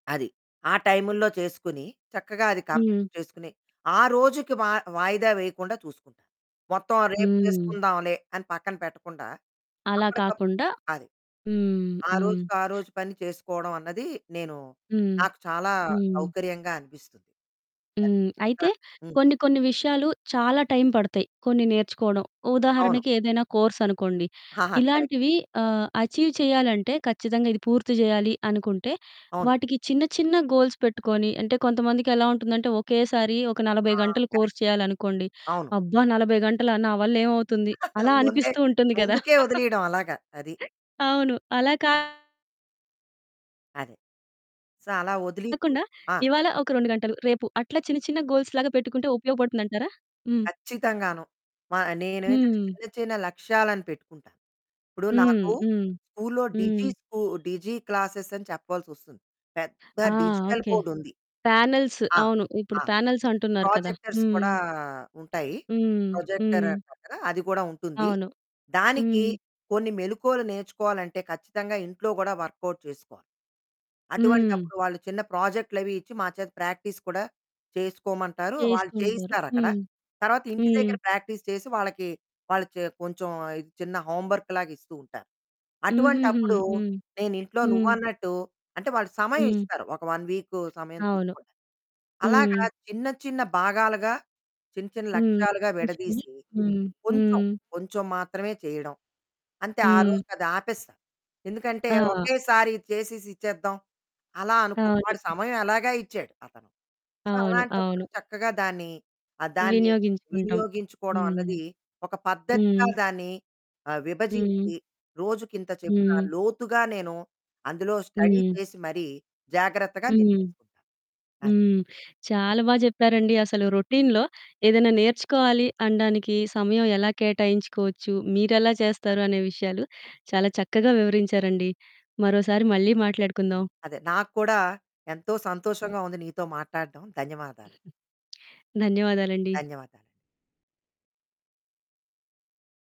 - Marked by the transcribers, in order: in English: "కంప్లీట్"; distorted speech; in English: "కరెక్ట్"; in English: "అచీవ్"; in English: "గోల్స్"; in English: "కరక్ట్"; in English: "కోర్స్"; chuckle; chuckle; in English: "సో"; in English: "గోల్స్‌లాగా"; in English: "డిజి"; in English: "డిజి క్లాస్"; in English: "డిజిటల్ బోర్డ్"; in English: "పానెల్స్"; in English: "పానెల్స్"; in English: "ప్రోజెక్టర్స్"; in English: "ప్రొజెక్టర్"; in English: "వర్కౌట్"; in English: "ప్రాక్టీస్"; in English: "ప్రాక్టీస్"; in English: "హోంవర్క్"; in English: "ఒక వన్ వీక్"; in English: "సో"; other background noise; in English: "స్టడీ"; in English: "రొటీన్‌లో"
- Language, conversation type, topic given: Telugu, podcast, మీ దైనందిన దినచర్యలో నేర్చుకోవడానికి సమయాన్ని ఎలా కేటాయిస్తారు?